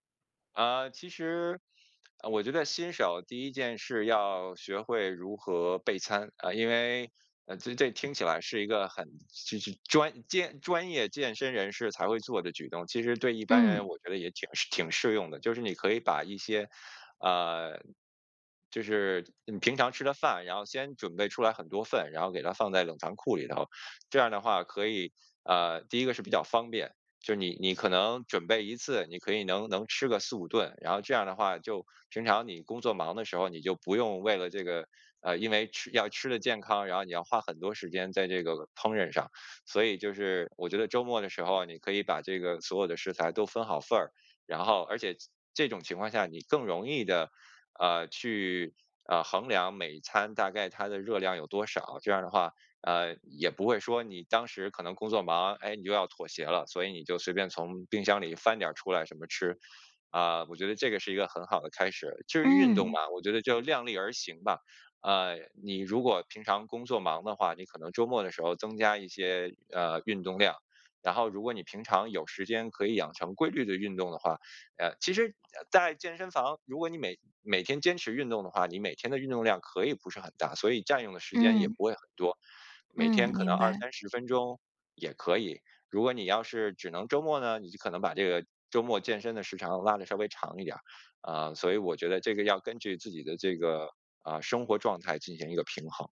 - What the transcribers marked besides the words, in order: none
- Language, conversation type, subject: Chinese, podcast, 平常怎么开始一段新的健康习惯？